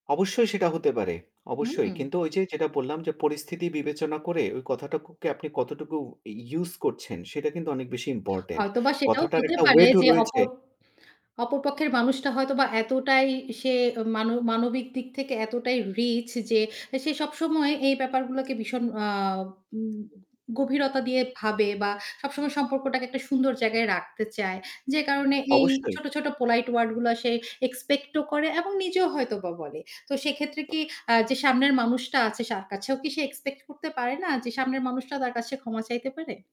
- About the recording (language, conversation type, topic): Bengali, podcast, তোমার জীবনে সবচেয়ে বড় পরিবর্তন এনেছে এমন গানটি কোনটি?
- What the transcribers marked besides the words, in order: static; "কথাটুকুকে" said as "কথাটাকুককে"; in English: "polite"; other background noise; tapping; "তার" said as "সার"